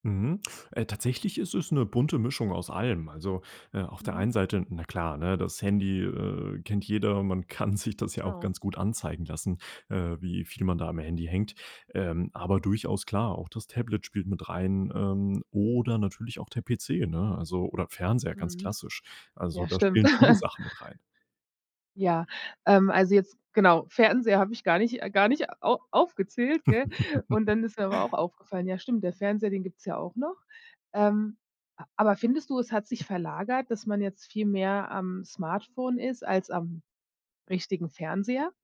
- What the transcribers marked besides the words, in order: laughing while speaking: "Man kann sich das ja auch ganz"; laugh; joyful: "gar nicht au aufgezählt, gell?"; laugh
- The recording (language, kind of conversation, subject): German, podcast, Wie gehst du mit deiner täglichen Bildschirmzeit um?